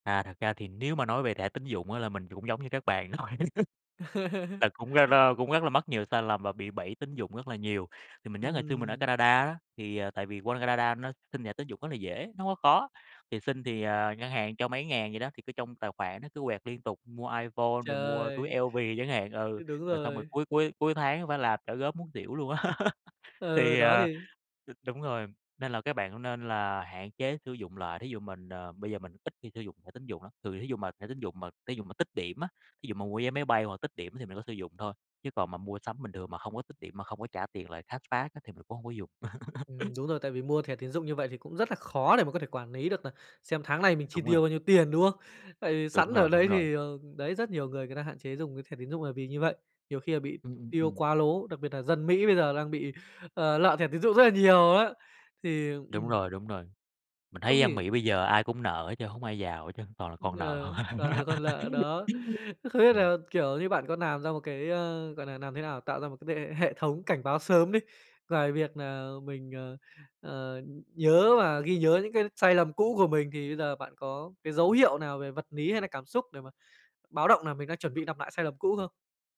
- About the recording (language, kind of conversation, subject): Vietnamese, podcast, Bạn làm thế nào để tránh lặp lại những sai lầm cũ?
- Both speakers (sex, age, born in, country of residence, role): male, 25-29, Vietnam, Japan, host; male, 30-34, Vietnam, Vietnam, guest
- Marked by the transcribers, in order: laughing while speaking: "thôi"; laugh; laugh; in English: "cashback"; laugh; tapping; laugh; "làm" said as "nàm"; "lý" said as "ný"